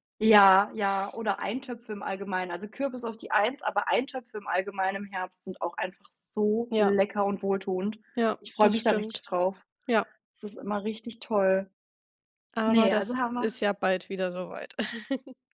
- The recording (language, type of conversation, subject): German, unstructured, Welche Speisen lösen bei dir Glücksgefühle aus?
- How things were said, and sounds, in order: stressed: "so"; other background noise; chuckle; tapping